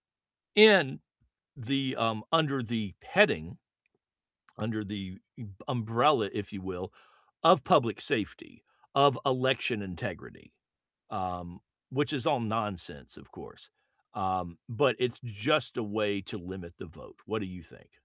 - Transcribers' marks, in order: tapping
- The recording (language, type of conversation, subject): English, unstructured, How should leaders balance public safety and personal freedom?